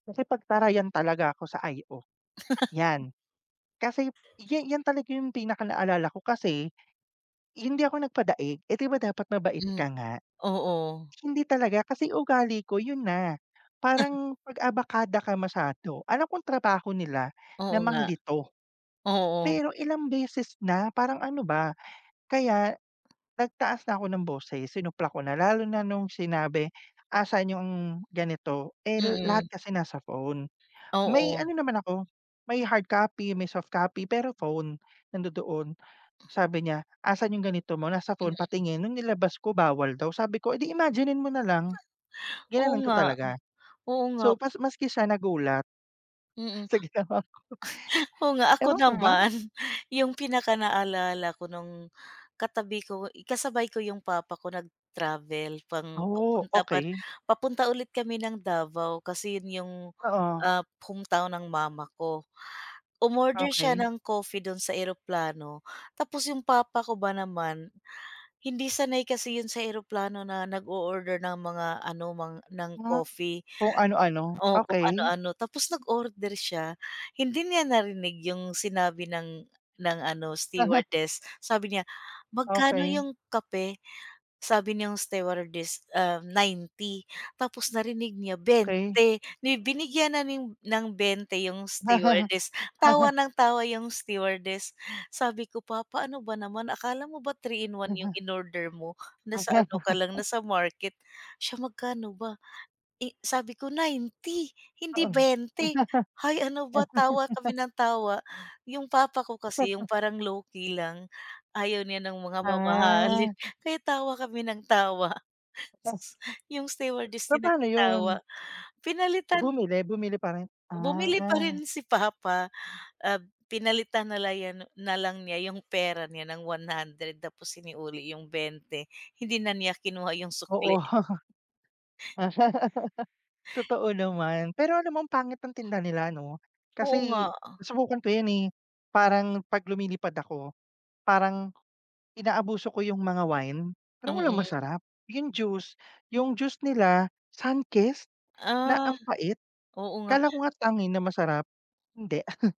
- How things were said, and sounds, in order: laugh; chuckle; other background noise; laughing while speaking: "sa ginawa ko"; laughing while speaking: "Ako naman"; chuckle; laugh; chuckle; laugh; laugh; laugh; laughing while speaking: "tawa"; unintelligible speech; laugh; chuckle
- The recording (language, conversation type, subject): Filipino, unstructured, Ano ang pakiramdam mo noong una kang sumakay ng eroplano?
- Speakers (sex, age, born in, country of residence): female, 50-54, Philippines, Philippines; male, 30-34, Philippines, Philippines